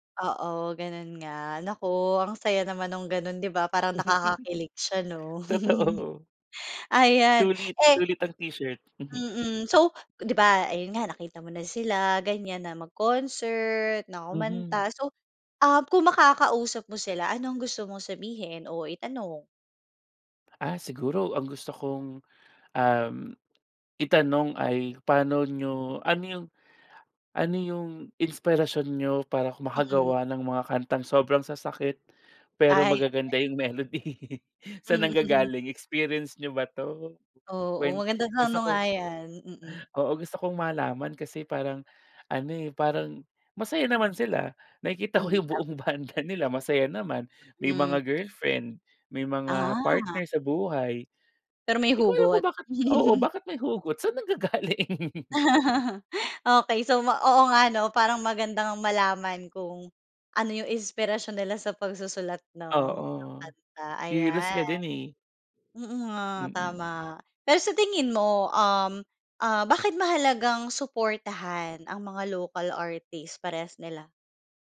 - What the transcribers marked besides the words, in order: chuckle; laughing while speaking: "Totoo"; other background noise; chuckle; tapping; unintelligible speech; laughing while speaking: "melody"; laughing while speaking: "Mm"; laughing while speaking: "buong banda"; laugh; laughing while speaking: "nanggagaling?"; laugh
- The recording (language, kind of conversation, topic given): Filipino, podcast, Ano ang paborito mong lokal na mang-aawit o banda sa ngayon, at bakit mo sila gusto?